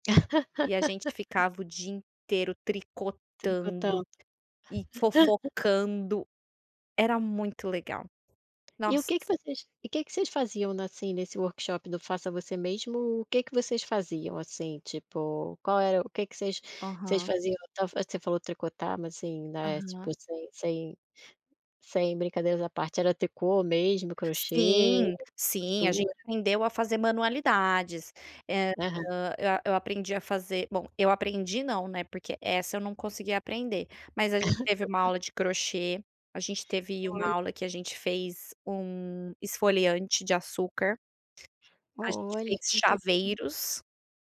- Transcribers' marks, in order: laugh; tapping; laugh; other background noise; laugh
- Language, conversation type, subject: Portuguese, podcast, Qual foi uma experiência de adaptação cultural que marcou você?